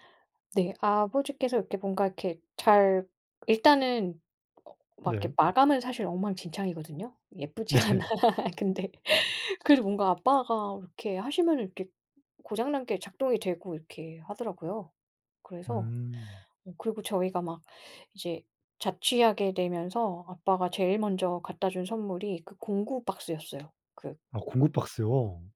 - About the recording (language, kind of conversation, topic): Korean, unstructured, 취미를 하다가 가장 놀랐던 순간은 언제였나요?
- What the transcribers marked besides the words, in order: laughing while speaking: "네"; laughing while speaking: "않아"; laugh; tapping